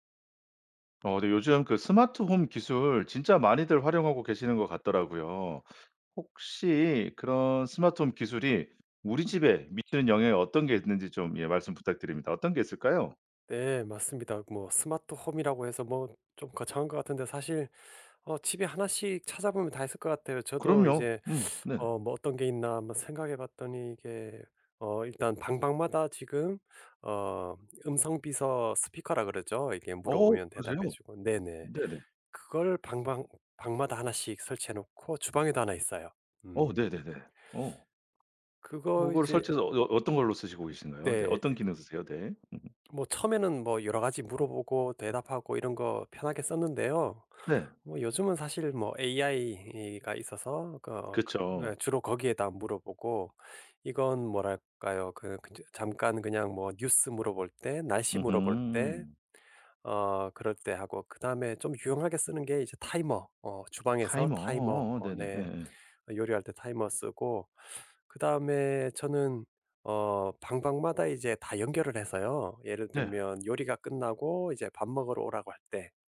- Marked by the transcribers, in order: other background noise; laugh; tapping
- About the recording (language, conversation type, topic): Korean, podcast, 스마트홈 기술은 우리 집에 어떤 영향을 미치나요?